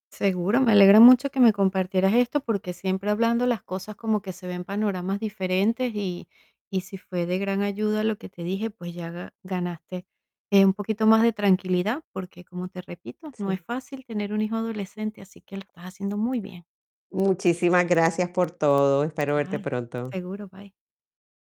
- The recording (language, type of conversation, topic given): Spanish, advice, ¿Cómo puedo manejar una discusión con mis hijos adolescentes sobre reglas y libertad?
- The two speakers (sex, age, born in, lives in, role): female, 45-49, Venezuela, United States, advisor; female, 55-59, Colombia, United States, user
- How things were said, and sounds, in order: tapping; other noise; static